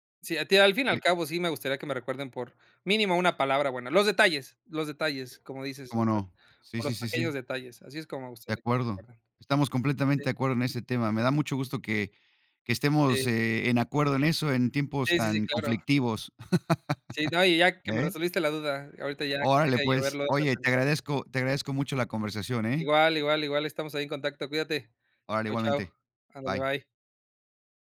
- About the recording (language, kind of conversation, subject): Spanish, unstructured, ¿Cómo te gustaría que te recordaran después de morir?
- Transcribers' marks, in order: chuckle